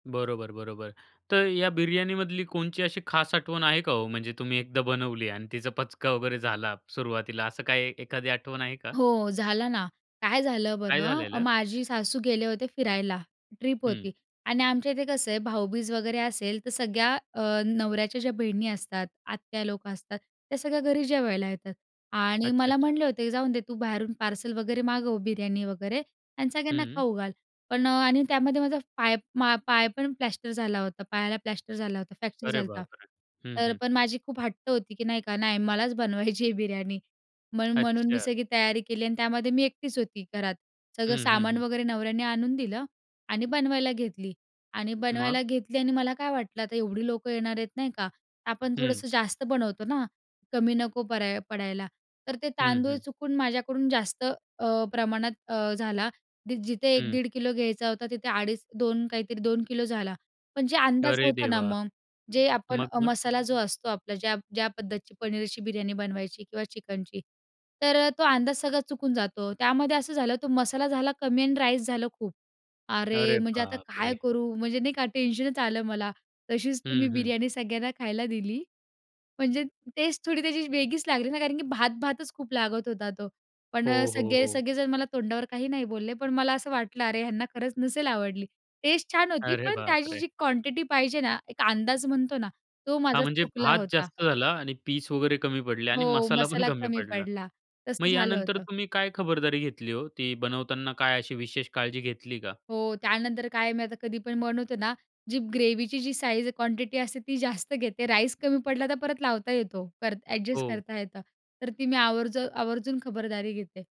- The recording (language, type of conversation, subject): Marathi, podcast, तुमची आवडती घरगुती रेसिपी कोणती?
- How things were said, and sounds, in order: anticipating: "काय झालेलं?"; in English: "ट्रिप"; in English: "पार्सल"; in English: "प्लॅस्टर"; in English: "प्लॅस्टर"; in English: "फ्रॅक्चर"; surprised: "अरे बापरे!"; laughing while speaking: "बनवायची आहे बिर्याणी"; anticipating: "अरे, देवा! मग-मग?"; in English: "राईस"; surprised: "अरे! म्हणजे आता काय करू?"; surprised: "अरे बापरे!"; in English: "टेन्शनच"; in English: "टेस्ट"; in English: "टेस्ट"; surprised: "अरे, बापरे!"; in English: "क्वांटिटी"; in English: "पीस"; other background noise; laughing while speaking: "मसाला पण कमी पडला"; in English: "ग्रेव्हीची"; in English: "साइझ क्वांटिटी"; laughing while speaking: "जास्त घेते"; in English: "राईस"; in English: "एडजस्ट"